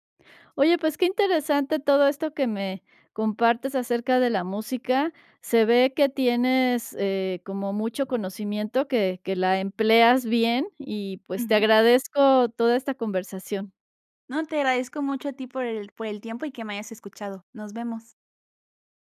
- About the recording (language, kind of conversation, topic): Spanish, podcast, ¿Qué papel juega la música en tu vida para ayudarte a desconectarte del día a día?
- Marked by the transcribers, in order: none